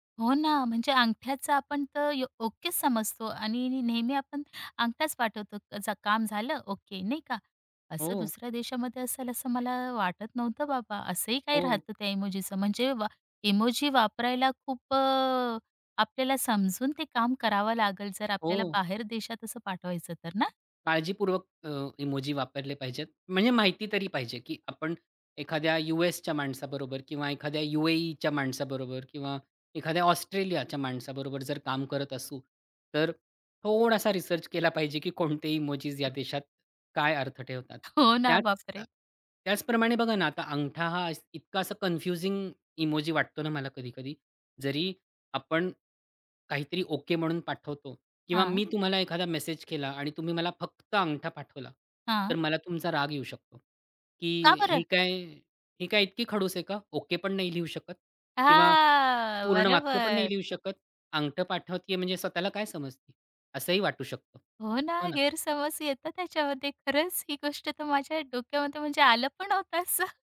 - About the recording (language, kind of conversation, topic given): Marathi, podcast, इमोजी वापरण्याबद्दल तुमची काय मते आहेत?
- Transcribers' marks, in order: other background noise; laughing while speaking: "कोणते"; laughing while speaking: "हो ना. बापरे!"; tapping; surprised: "का बरं?"; drawn out: "हां"; laughing while speaking: "नव्हतं असं"